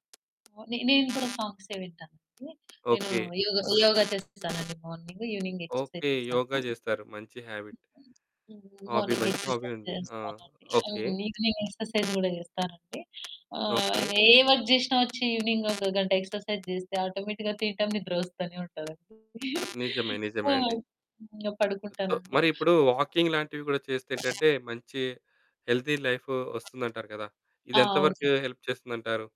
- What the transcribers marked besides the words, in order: mechanical hum; in English: "ఈవెనింగ్ ఎక్సర్‌సైజ్"; in English: "హ్యాబిట్"; in English: "మార్నింగ్ ఎక్సర్‌సైజ్"; in English: "హాబీ"; in English: "హాబీ"; in English: "ఈవెనింగ్ ఎక్సర్‌సైజ్"; in English: "వర్క్"; in English: "ఈవెనింగ్"; in English: "ఎక్సర్‌సైజ్"; in English: "ఆటోమేటిక్‌గా"; giggle; in English: "సో"; in English: "వాకింగ్"; in English: "హెల్తీ"; in English: "హెల్ప్"
- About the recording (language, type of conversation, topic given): Telugu, podcast, పని, విశ్రాంతి మధ్య సమతుల్యం కోసం మీరు పాటించే ప్రధాన నియమం ఏమిటి?